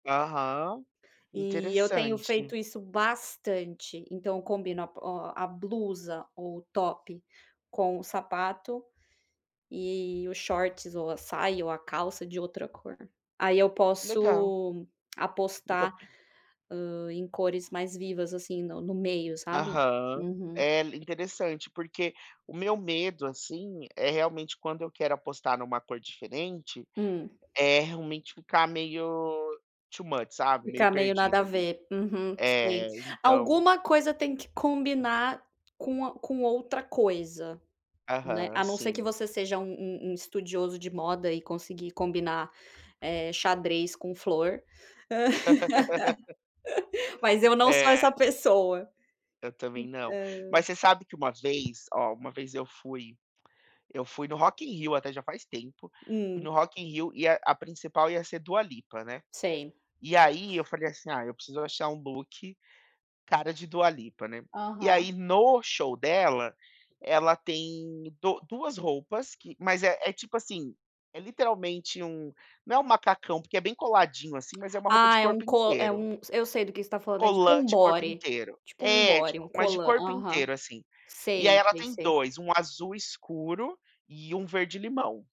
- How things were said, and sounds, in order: tapping; in English: "too much"; laugh; laugh; in English: "look"; in English: "body"; in English: "body"; in English: "collant"
- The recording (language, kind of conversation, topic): Portuguese, unstructured, Como você descreveria seu estilo pessoal?